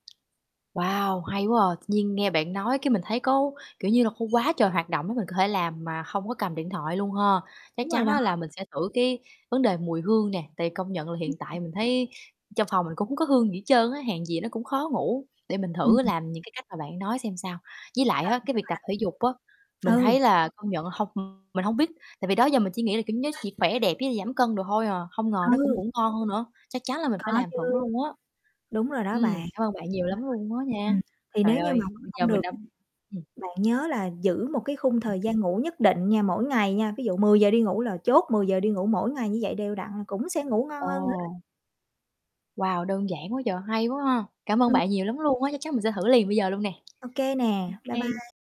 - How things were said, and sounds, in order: tapping; other background noise; static; unintelligible speech; distorted speech
- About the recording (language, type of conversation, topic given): Vietnamese, advice, Làm sao để bớt mất tập trung vì thói quen dùng điện thoại trước khi đi ngủ?